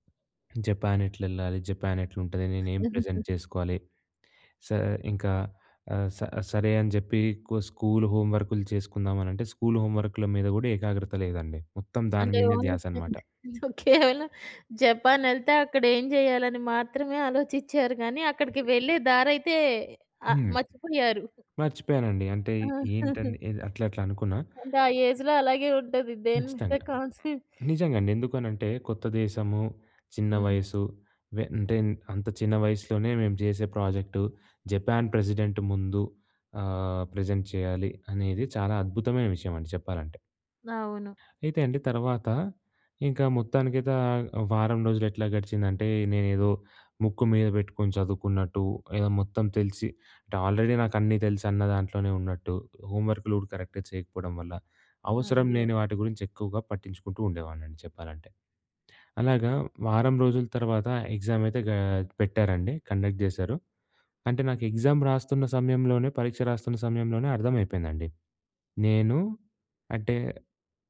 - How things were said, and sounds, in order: other background noise; in English: "ప్రెజెంట్"; in English: "ఓన్లీ"; chuckle; tapping; chuckle; in English: "ఏజ్‌లో"; in English: "ప్రెసిడెంట్"; in English: "ప్రెసెంట్"; in English: "ఆల్రెడీ"; in English: "కరెక్ట్‌గా"; in English: "కండక్ట్"; in English: "ఎగ్జామ్"
- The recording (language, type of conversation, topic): Telugu, podcast, విఫలమైనప్పుడు మీరు ఏ పాఠం నేర్చుకున్నారు?